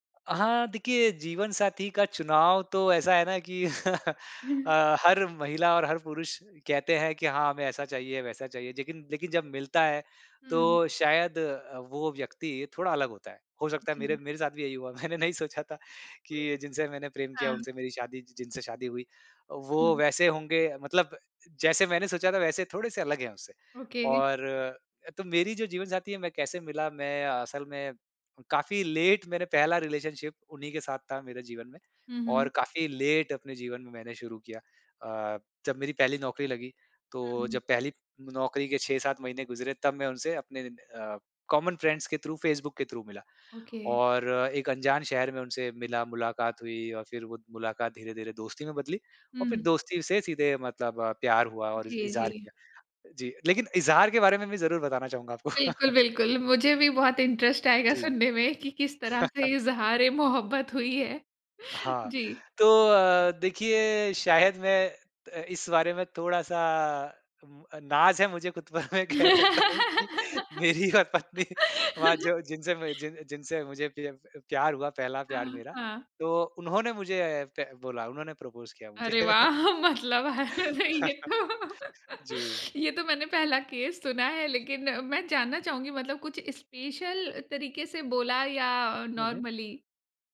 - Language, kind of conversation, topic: Hindi, podcast, जीवनसाथी चुनने में परिवार की राय कितनी मायने रखती है?
- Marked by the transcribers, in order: chuckle; laughing while speaking: "मैंने नहीं"; other noise; in English: "ओके"; in English: "लेट"; in English: "रिलेशनशिप"; in English: "लेट"; in English: "कॉमन फ्रेंड्स"; in English: "थ्रू"; in English: "थ्रू"; in English: "ओके"; chuckle; in English: "इंटरेस्ट"; chuckle; laughing while speaking: "पर मैं कह सकता हूँ कि मेरी और पत्नी"; laugh; laughing while speaking: "मतलब ये तो"; unintelligible speech; in English: "प्रपोज़"; laugh; laughing while speaking: "मुझे"; laugh; in English: "केस"; in English: "स्पेशल"; in English: "नॉर्मली"